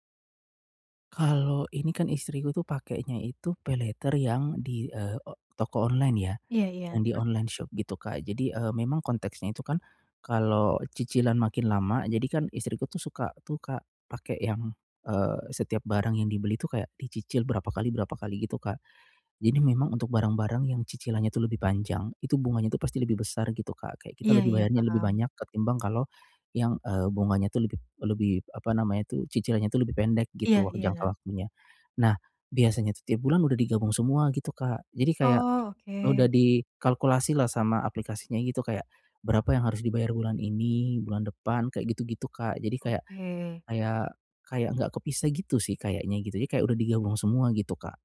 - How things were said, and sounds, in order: in English: "online shop"; other background noise
- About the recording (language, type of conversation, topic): Indonesian, advice, Bagaimana cara membuat anggaran yang membantu mengurangi utang?